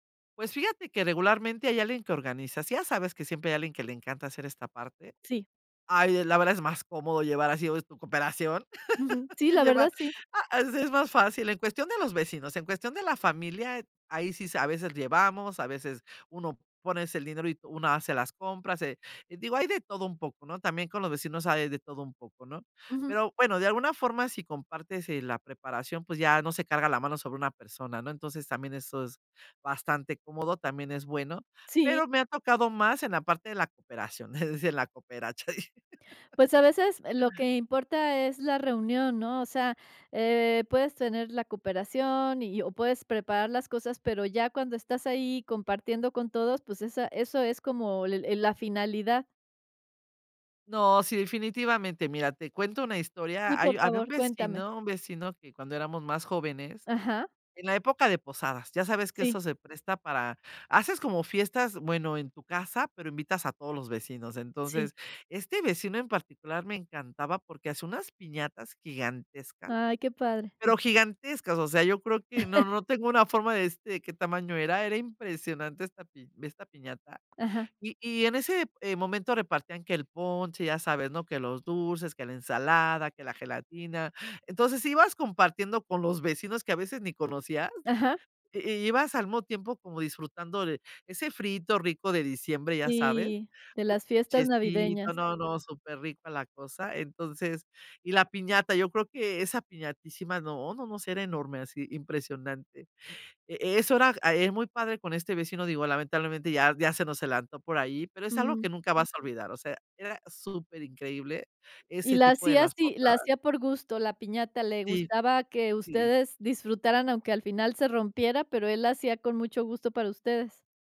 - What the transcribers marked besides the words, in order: laugh; laugh; chuckle
- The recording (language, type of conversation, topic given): Spanish, podcast, ¿Qué recuerdos tienes de comidas compartidas con vecinos o familia?